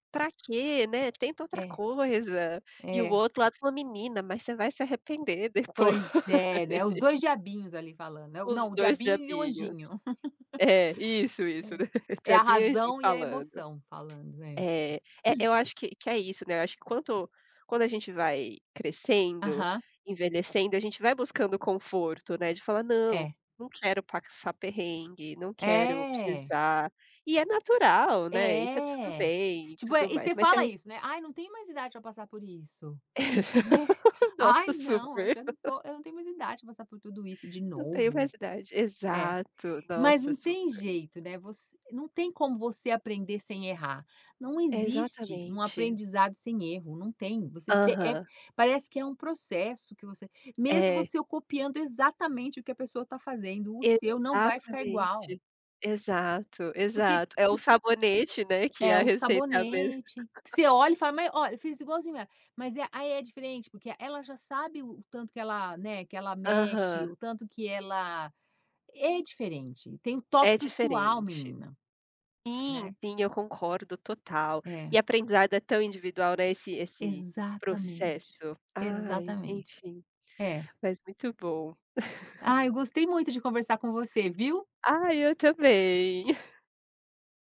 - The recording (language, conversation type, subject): Portuguese, unstructured, Como enfrentar momentos de fracasso sem desistir?
- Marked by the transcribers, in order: laughing while speaking: "depois"; laugh; tapping; laugh; throat clearing; laugh; chuckle; laugh; laugh; other background noise; chuckle